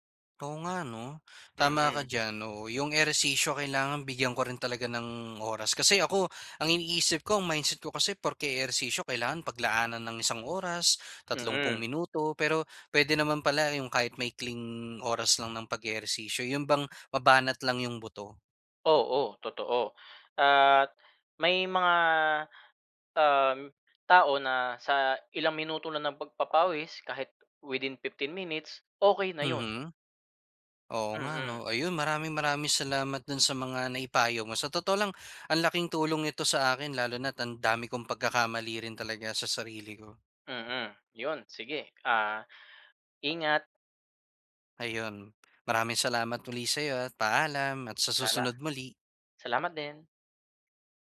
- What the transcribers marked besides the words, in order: none
- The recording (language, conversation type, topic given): Filipino, advice, Bakit hindi ako makapanatili sa iisang takdang oras ng pagtulog?